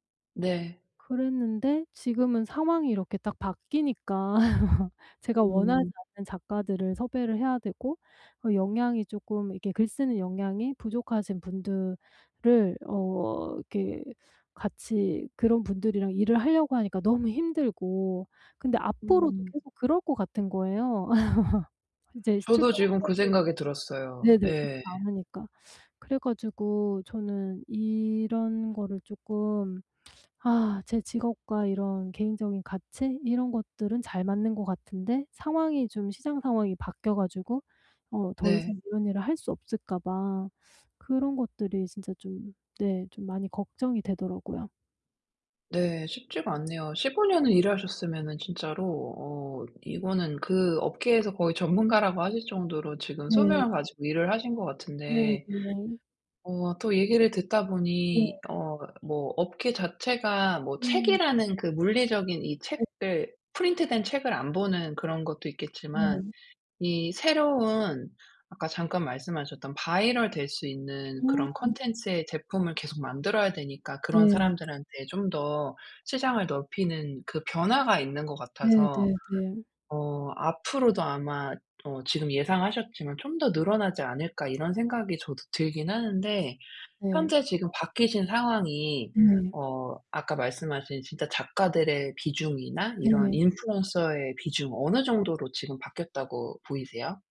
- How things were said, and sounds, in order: laugh; laugh; teeth sucking; tapping; other background noise
- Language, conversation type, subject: Korean, advice, 내 직업이 내 개인적 가치와 정말 잘 맞는지 어떻게 알 수 있을까요?